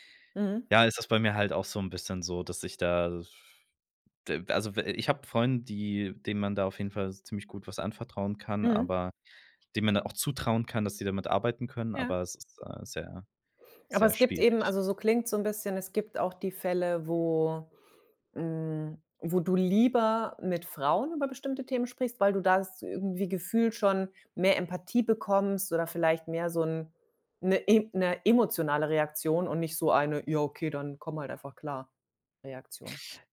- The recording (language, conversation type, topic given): German, podcast, Wie sprichst du über deine Gefühle mit anderen?
- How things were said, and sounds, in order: other background noise; stressed: "lieber"; put-on voice: "Ja okay, dann"